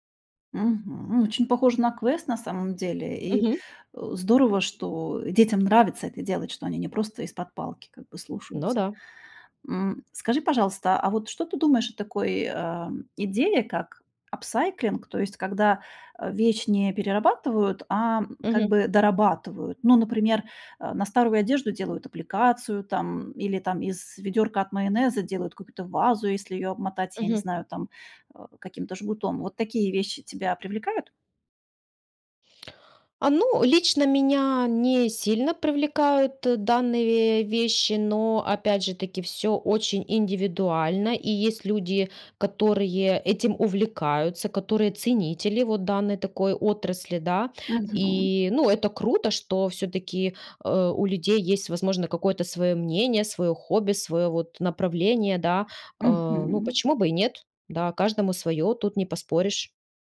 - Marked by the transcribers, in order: in English: "апсайклинг"
- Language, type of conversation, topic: Russian, podcast, Как сократить использование пластика в повседневной жизни?